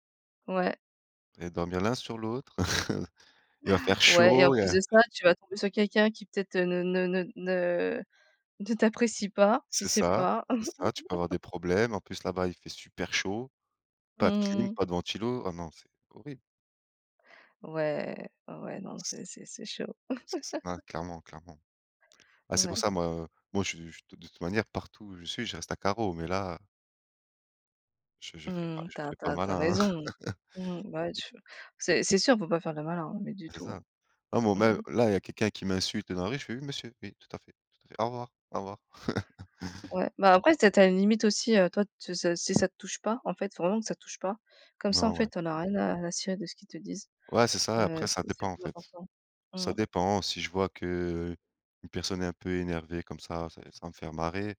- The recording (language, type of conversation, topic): French, unstructured, Quelle est la plus grande surprise que tu as eue récemment ?
- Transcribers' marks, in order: chuckle; laugh; unintelligible speech; laugh; stressed: "partout"; laugh; other background noise; chuckle; tapping